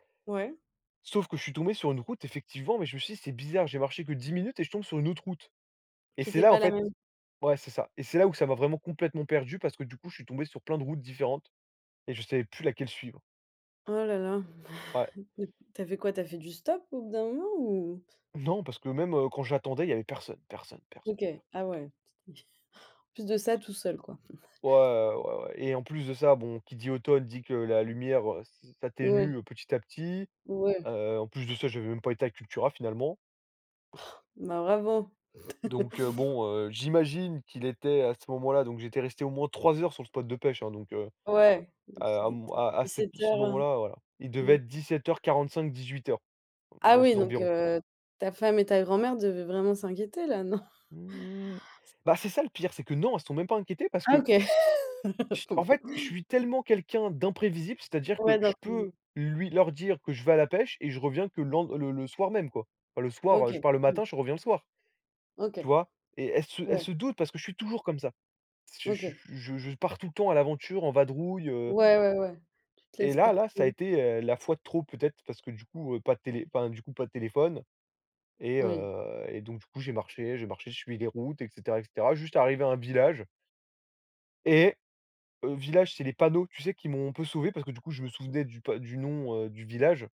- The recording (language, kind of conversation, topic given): French, podcast, Peux-tu me raconter une fois où tu t’es perdu(e) ?
- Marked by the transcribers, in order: chuckle; tapping; other noise; chuckle; laugh; laughing while speaking: "Non ?"; stressed: "non"; laugh; laughing while speaking: "Bon, bon"; laugh; unintelligible speech; stressed: "toujours"